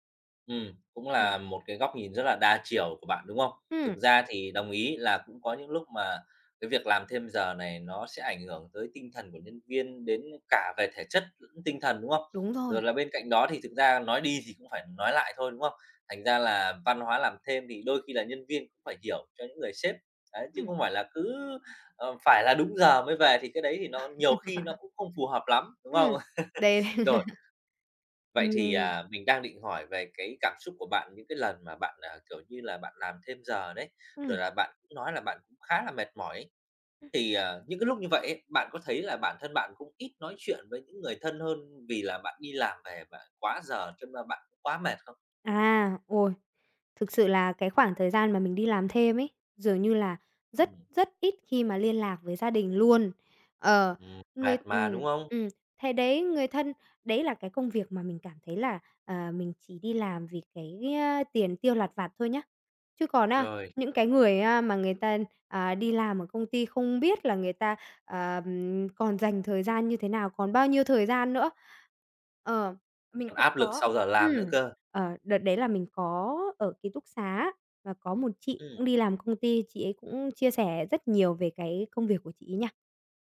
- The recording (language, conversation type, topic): Vietnamese, podcast, Văn hóa làm thêm giờ ảnh hưởng tới tinh thần nhân viên ra sao?
- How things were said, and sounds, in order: laugh; chuckle; tapping